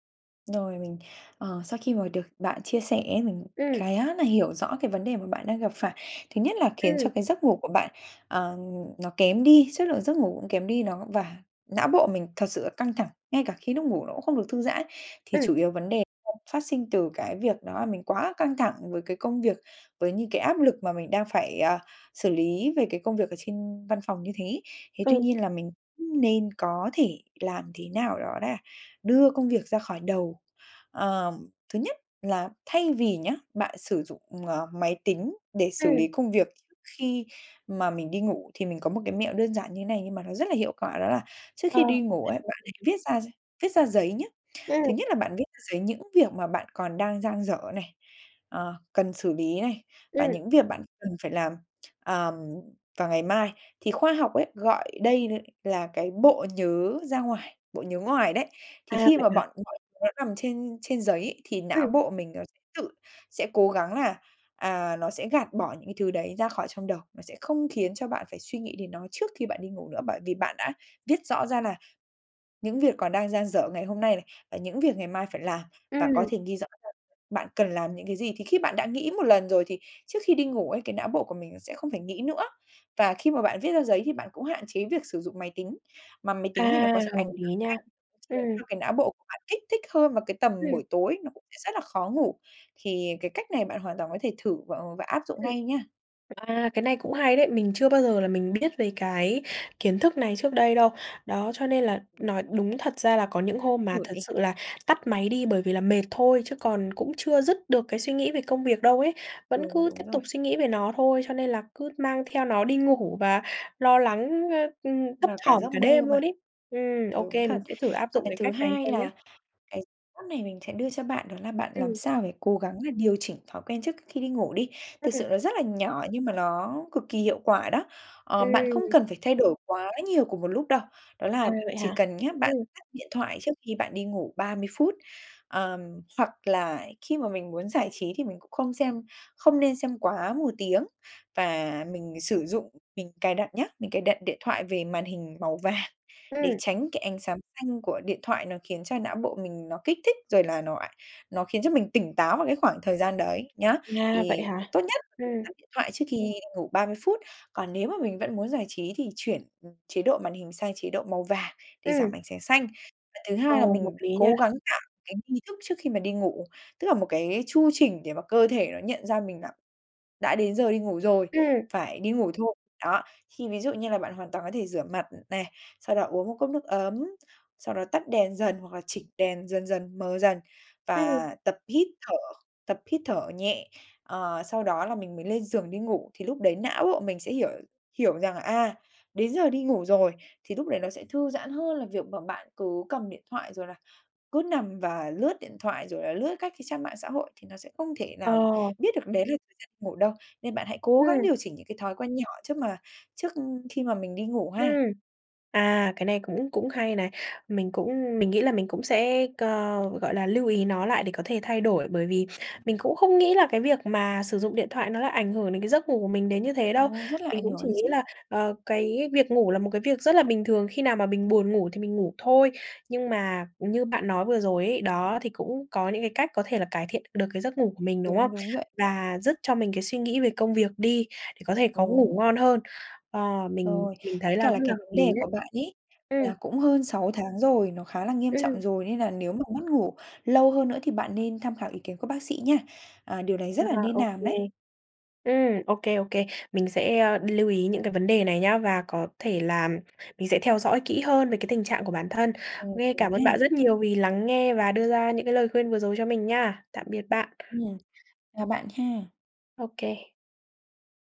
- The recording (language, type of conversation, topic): Vietnamese, advice, Làm sao để cải thiện giấc ngủ khi tôi bị căng thẳng công việc và hay suy nghĩ miên man?
- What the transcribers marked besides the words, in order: tapping; unintelligible speech; tsk; other noise; other background noise; background speech